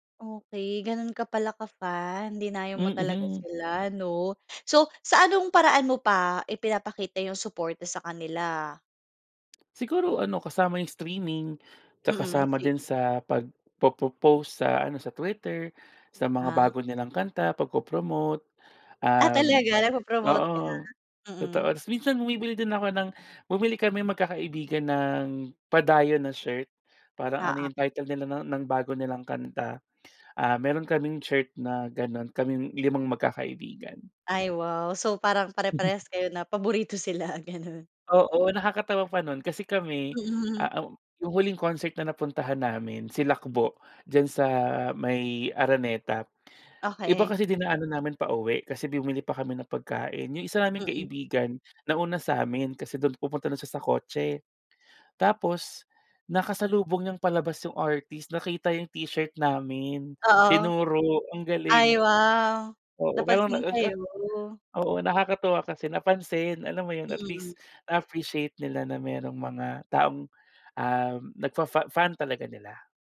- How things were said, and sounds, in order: other background noise; chuckle; laughing while speaking: "sila, ganun"; tapping; unintelligible speech
- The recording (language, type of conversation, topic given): Filipino, podcast, Ano ang paborito mong lokal na mang-aawit o banda sa ngayon, at bakit mo sila gusto?